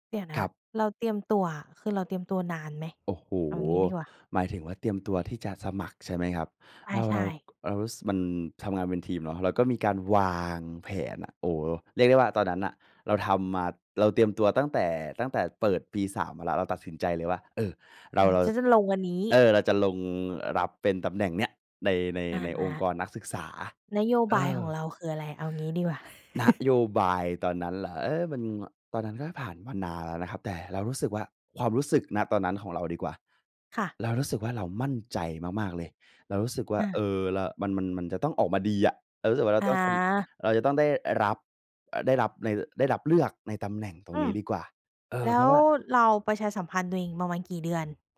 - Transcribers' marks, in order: chuckle
- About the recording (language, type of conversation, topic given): Thai, podcast, เคยล้มเหลวแล้วกลับมาประสบความสำเร็จได้ไหม เล่าให้ฟังหน่อยได้ไหม?
- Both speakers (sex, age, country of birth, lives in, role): female, 30-34, Thailand, Thailand, host; male, 20-24, Thailand, Thailand, guest